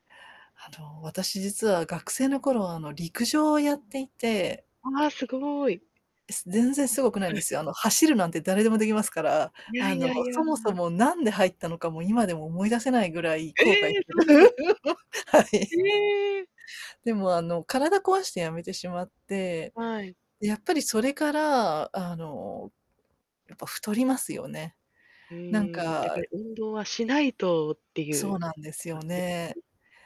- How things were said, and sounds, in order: other background noise; laugh; laughing while speaking: "はい"; unintelligible speech
- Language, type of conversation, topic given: Japanese, unstructured, 運動を始めるきっかけは何ですか？